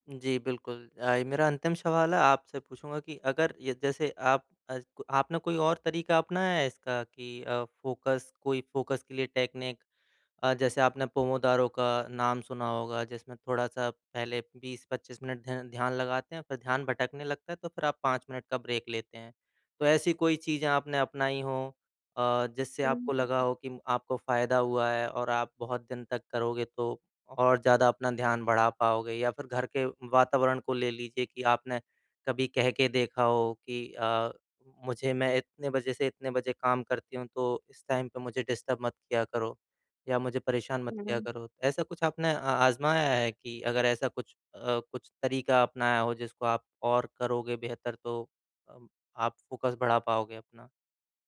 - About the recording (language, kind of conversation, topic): Hindi, advice, काम करते समय ध्यान भटकने से मैं खुद को कैसे रोकूँ और एकाग्रता कैसे बढ़ाऊँ?
- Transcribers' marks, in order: in English: "फ़ोकस"; in English: "फ़ोकस"; in English: "टेक्निक"; in English: "ब्रेक"; unintelligible speech; in English: "टाइम"; in English: "डिस्टर्ब"; in English: "फ़ोकस"